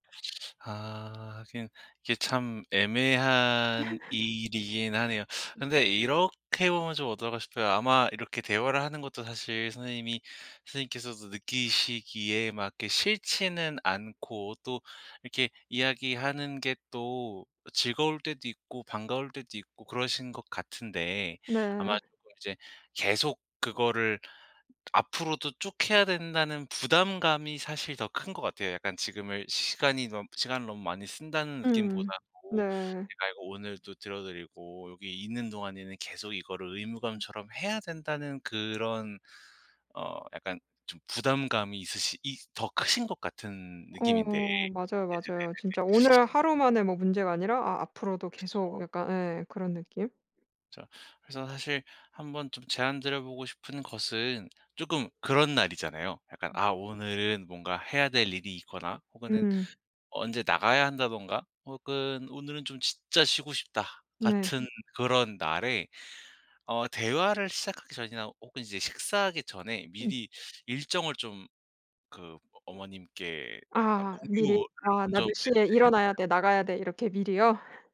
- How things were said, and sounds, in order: other background noise; tapping; laugh
- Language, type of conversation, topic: Korean, advice, 사적 시간을 실용적으로 보호하려면 어디서부터 어떻게 시작하면 좋을까요?